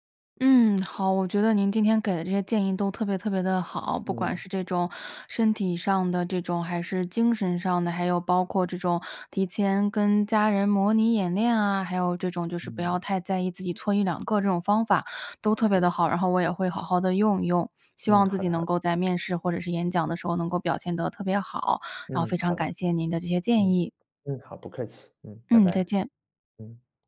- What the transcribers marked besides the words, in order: none
- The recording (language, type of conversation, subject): Chinese, advice, 你在面试或公开演讲前为什么会感到强烈焦虑？